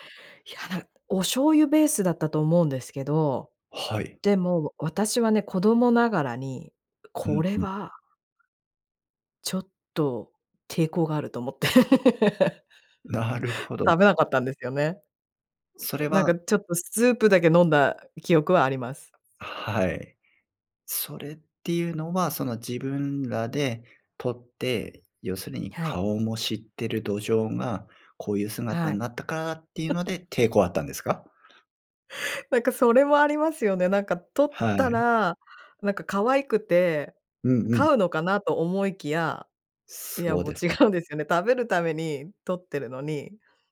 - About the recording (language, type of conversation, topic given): Japanese, podcast, 子どもの頃の一番の思い出は何ですか？
- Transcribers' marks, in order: laugh; laugh; laughing while speaking: "もう違うんですよね"